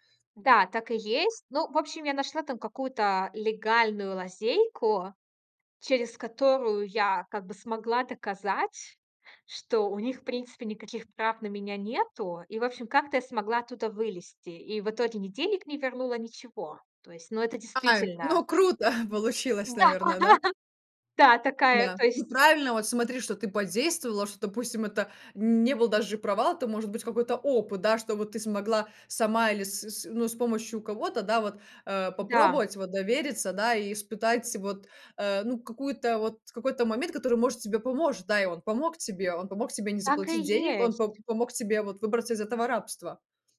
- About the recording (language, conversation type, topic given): Russian, podcast, Как вы учитесь воспринимать неудачи как опыт, а не как провал?
- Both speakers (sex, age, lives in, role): female, 20-24, France, host; female, 25-29, United States, guest
- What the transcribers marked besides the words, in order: chuckle; laughing while speaking: "Да"; tapping